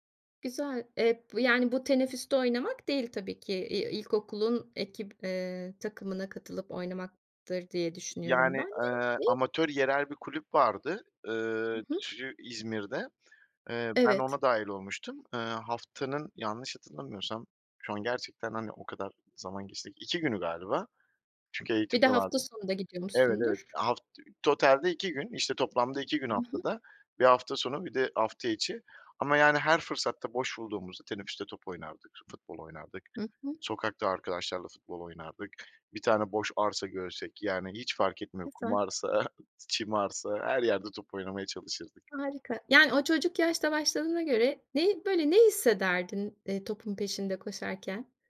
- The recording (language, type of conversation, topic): Turkish, podcast, Egzersizi günlük rutine nasıl dahil ediyorsun?
- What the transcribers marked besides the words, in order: other background noise; unintelligible speech; laughing while speaking: "arsa"